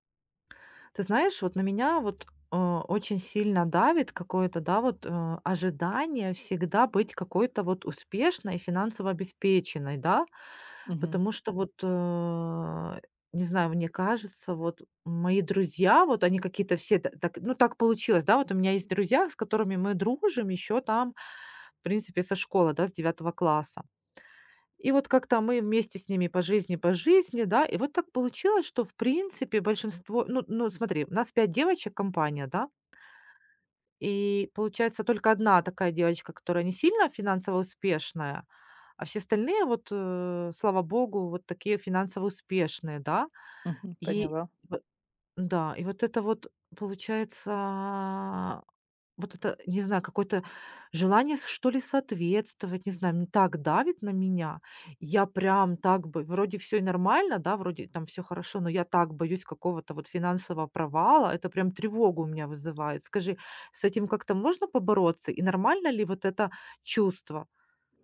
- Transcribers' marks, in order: tapping
- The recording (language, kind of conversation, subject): Russian, advice, Как вы переживаете ожидание, что должны всегда быть успешным и финансово обеспеченным?